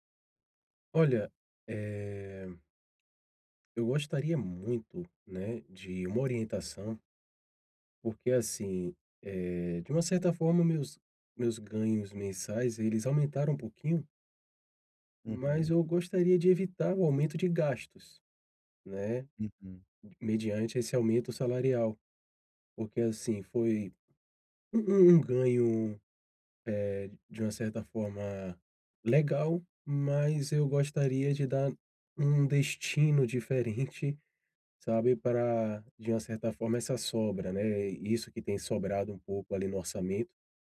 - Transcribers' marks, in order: none
- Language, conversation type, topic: Portuguese, advice, Como posso evitar que meus gastos aumentem quando eu receber um aumento salarial?